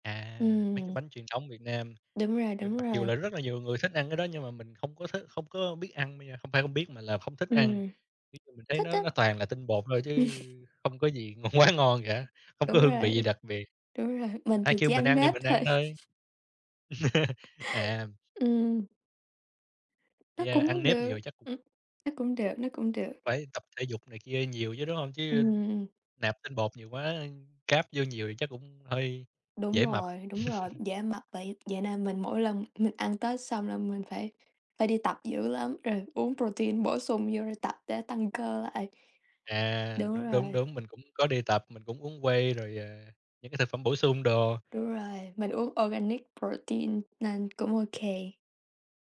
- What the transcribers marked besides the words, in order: other background noise; tapping; laugh; laughing while speaking: "ng quá ngon"; laugh; laugh; in English: "carb"; laugh; in English: "whey"; in English: "organic"
- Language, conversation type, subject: Vietnamese, unstructured, Món ăn nào bạn từng thử nhưng không thể nuốt được?